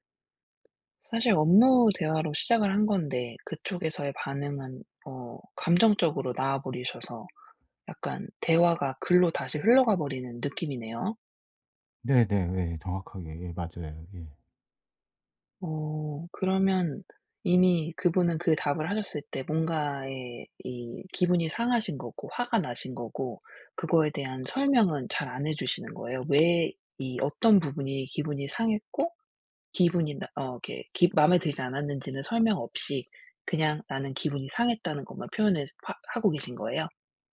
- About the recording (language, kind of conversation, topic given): Korean, advice, 감정이 상하지 않도록 상대에게 건설적인 피드백을 어떻게 말하면 좋을까요?
- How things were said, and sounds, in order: tapping